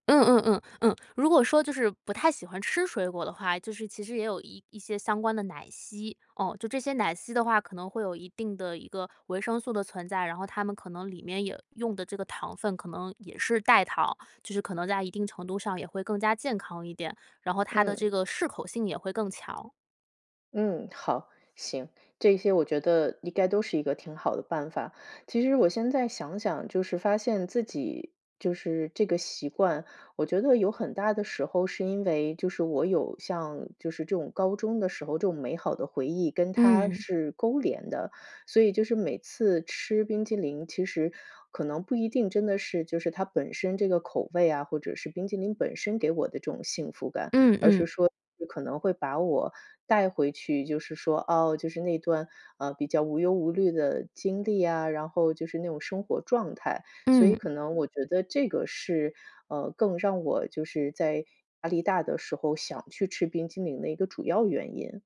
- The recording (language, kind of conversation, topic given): Chinese, advice, 为什么我总是无法摆脱旧习惯？
- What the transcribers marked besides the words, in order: none